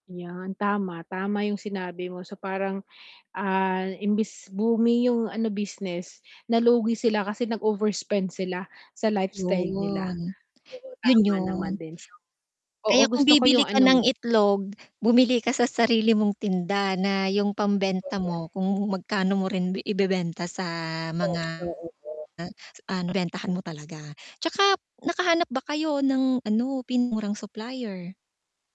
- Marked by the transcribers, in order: static; "booming" said as "boomy"; tapping; other background noise; distorted speech; unintelligible speech
- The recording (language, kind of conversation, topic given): Filipino, advice, Paano ko sisimulan ang pagpupondo at pamamahala ng limitadong kapital?